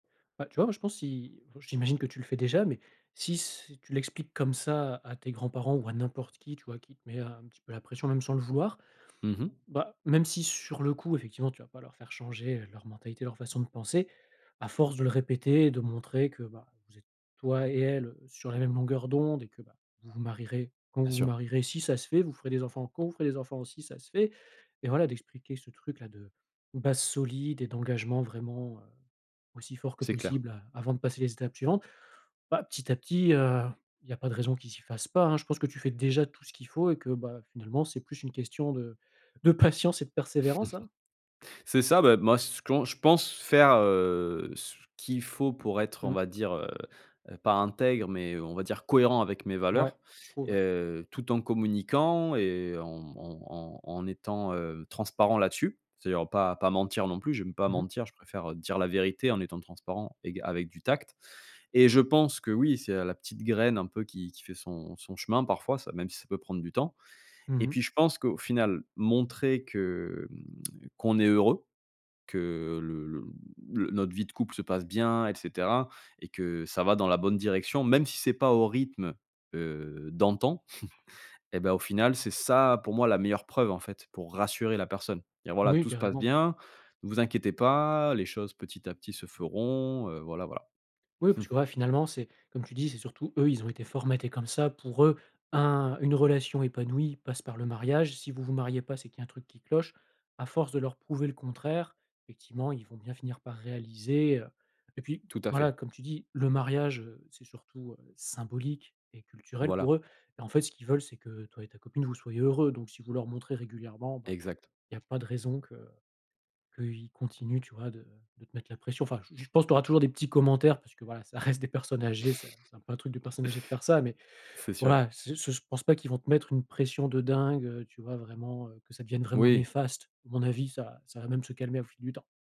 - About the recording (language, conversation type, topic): French, advice, Quelle pression ta famille exerce-t-elle pour que tu te maries ou que tu officialises ta relation ?
- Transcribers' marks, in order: chuckle; lip smack; chuckle; chuckle; chuckle